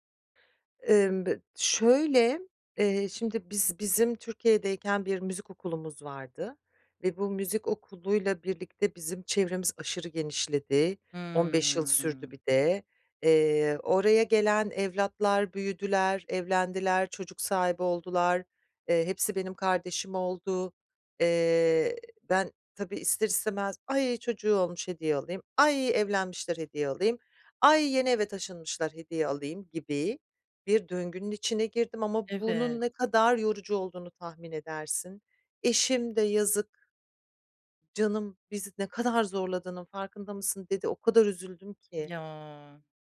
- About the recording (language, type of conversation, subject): Turkish, advice, Sevdiklerime uygun ve özel bir hediye seçerken nereden başlamalıyım?
- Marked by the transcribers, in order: none